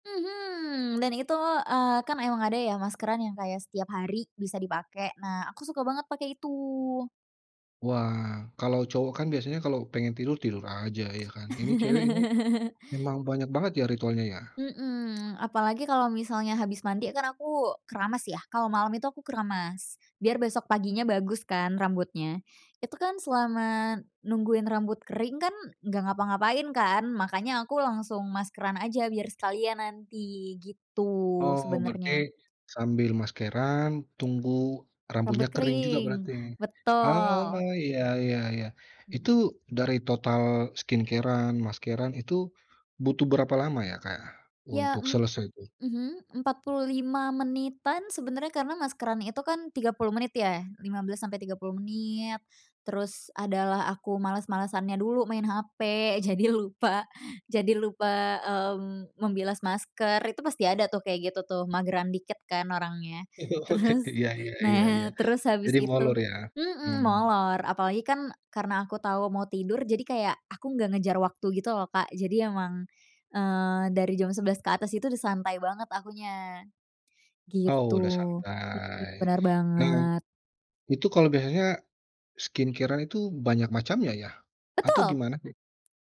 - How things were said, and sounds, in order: chuckle; other background noise; in English: "skincare-an"; laughing while speaking: "jadi lupa"; laugh; laughing while speaking: "Oke"; laughing while speaking: "Terus"; in English: "skincare-an"
- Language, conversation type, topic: Indonesian, podcast, Apa ritual malam yang selalu kamu lakukan agar lebih tenang sebelum tidur?